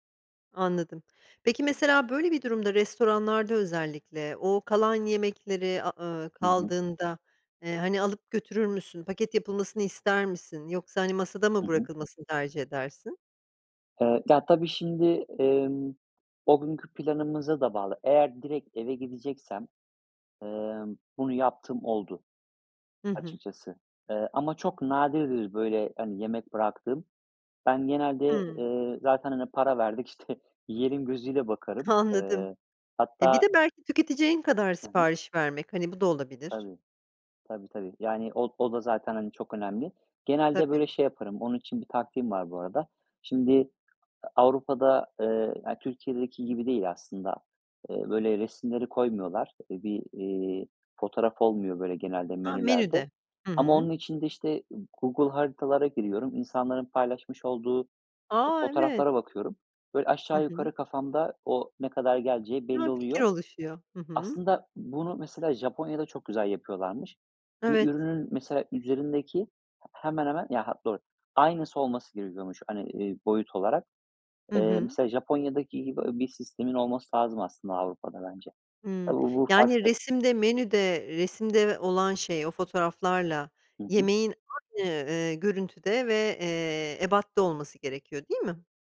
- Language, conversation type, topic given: Turkish, podcast, Gıda israfını azaltmanın en etkili yolları hangileridir?
- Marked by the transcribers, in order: tapping; laughing while speaking: "İşte"; other background noise